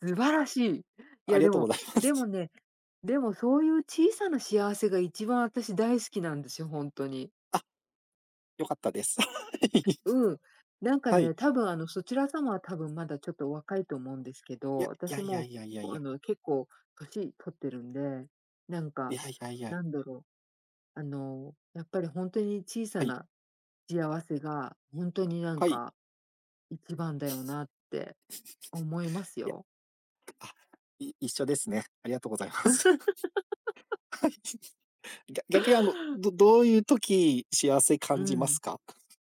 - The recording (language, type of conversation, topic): Japanese, unstructured, 幸せを感じるのはどんなときですか？
- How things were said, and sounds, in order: laughing while speaking: "ありがとうございます"; laughing while speaking: "はい"; giggle; laughing while speaking: "ありがとうございます。はい"; laugh